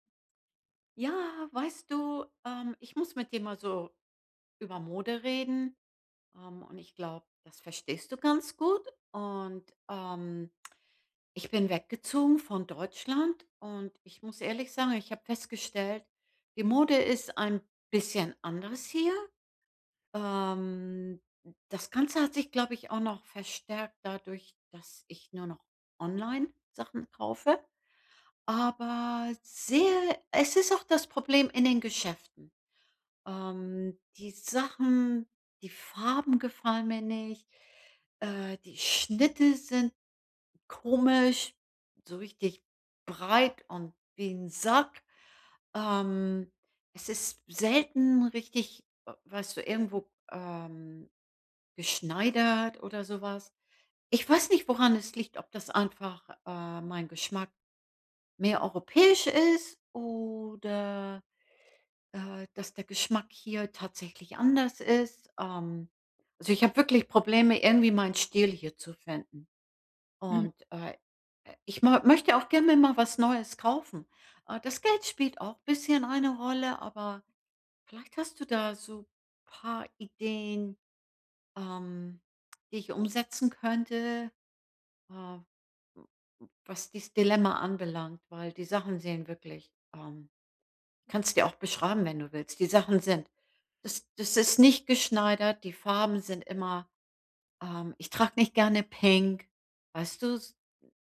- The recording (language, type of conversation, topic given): German, advice, Wie finde ich meinen persönlichen Stil, ohne mich unsicher zu fühlen?
- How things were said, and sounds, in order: stressed: "Sack"